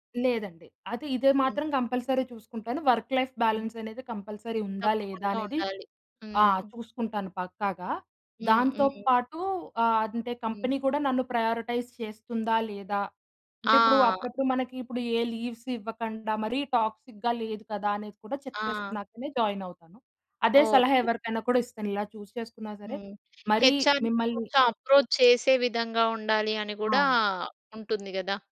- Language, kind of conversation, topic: Telugu, podcast, సుఖవంతమైన జీతం కన్నా కెరీర్‌లో వృద్ధిని ఎంచుకోవాలా అని మీరు ఎలా నిర్ణయిస్తారు?
- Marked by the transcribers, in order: in English: "కంపల్సరీ"; in English: "వర్క్ లైఫ్ బ్యాలెన్స్"; in English: "కంపల్సరీ"; in English: "ప్రయారిటైజ్"; in English: "లీవ్స్"; in English: "టాక్సిక్‌గా"; in English: "చెక్"; in English: "జాయిన్"; in English: "చూజ్"; other background noise; in English: "హెచ్‌ఆర్‌ని"; in English: "అప్రోచ్"